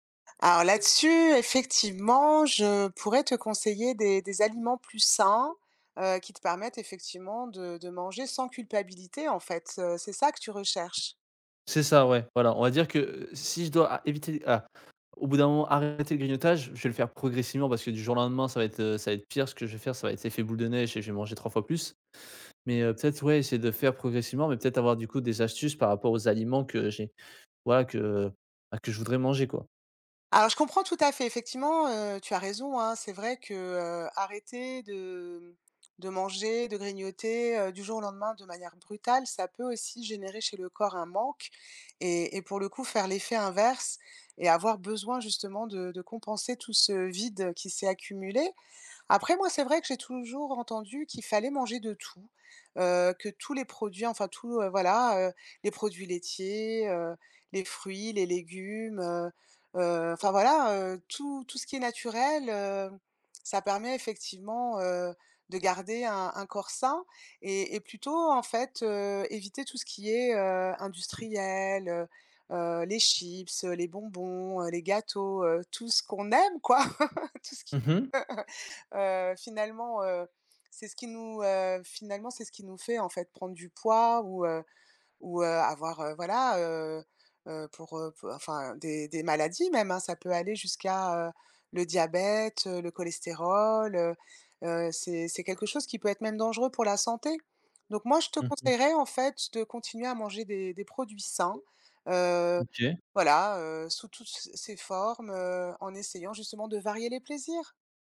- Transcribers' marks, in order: other background noise; other noise; laugh; unintelligible speech
- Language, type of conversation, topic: French, advice, Comment puis-je arrêter de grignoter entre les repas sans craquer tout le temps ?